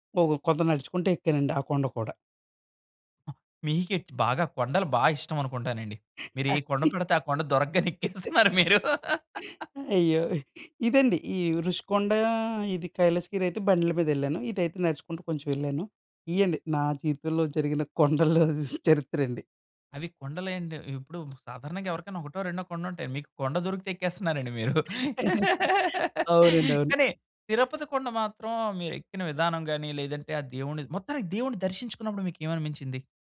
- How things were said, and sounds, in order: other noise; chuckle; laughing while speaking: "ఎక్కేస్తున్నారు మీరు"; laugh; laughing while speaking: "కొండల్లో"; other background noise; giggle; laugh
- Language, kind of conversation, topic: Telugu, podcast, దగ్గర్లోని కొండ ఎక్కిన అనుభవాన్ని మీరు ఎలా వివరించగలరు?